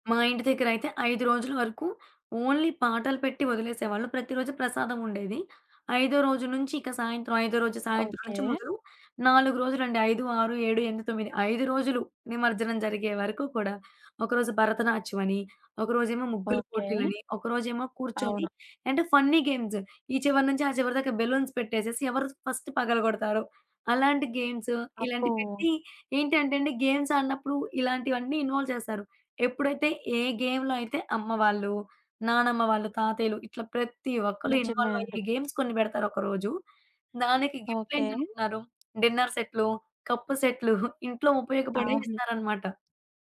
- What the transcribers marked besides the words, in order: in English: "ఓన్లీ"; in English: "ఫన్నీ"; in English: "బెలూన్స్"; in English: "ఫస్ట్"; in English: "గేమ్స్"; in English: "ఇన్వాల్వ్"; in English: "గేమ్‌లో"; in English: "గేమ్స్"; chuckle
- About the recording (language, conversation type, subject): Telugu, podcast, పండుగ రోజు మీరు అందరితో కలిసి గడిపిన ఒక రోజు గురించి చెప్పగలరా?